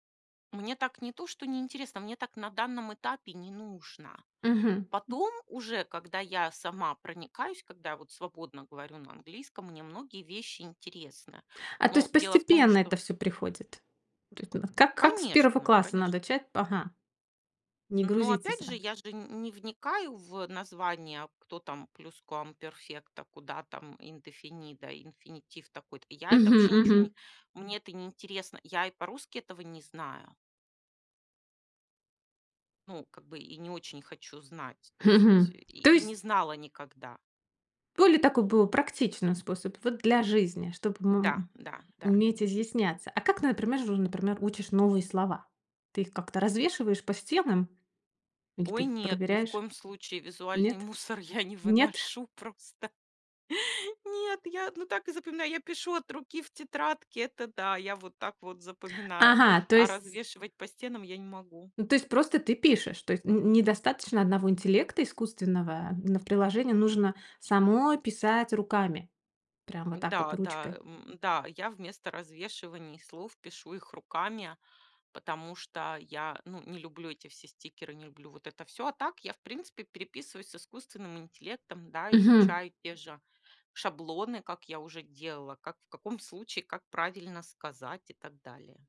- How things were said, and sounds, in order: unintelligible speech; in Spanish: "Pluscuamperfecto"; in Spanish: "Indefinido"; other noise; laughing while speaking: "я не выношу просто!"
- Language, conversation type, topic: Russian, podcast, Как, по-твоему, эффективнее всего учить язык?